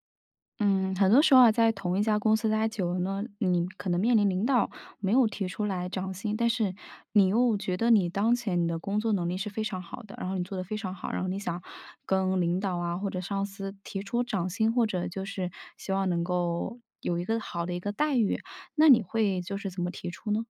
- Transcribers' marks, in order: none
- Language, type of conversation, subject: Chinese, podcast, 你是怎么争取加薪或更好的薪酬待遇的？